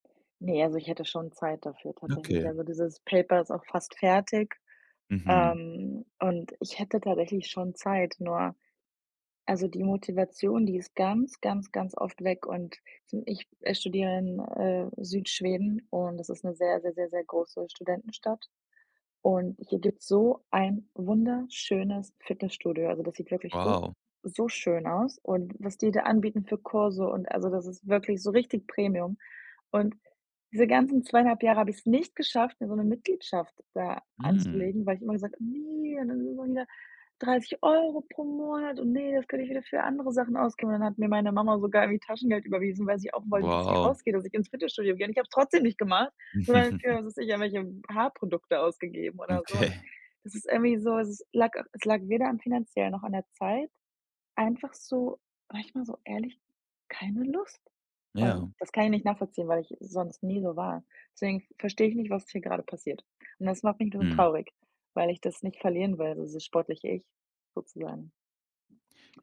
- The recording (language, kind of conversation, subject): German, advice, Wie schaffe ich es, mein Sportprogramm langfristig durchzuhalten, wenn mir nach ein paar Wochen die Motivation fehlt?
- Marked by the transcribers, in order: in English: "Paper"; chuckle; other background noise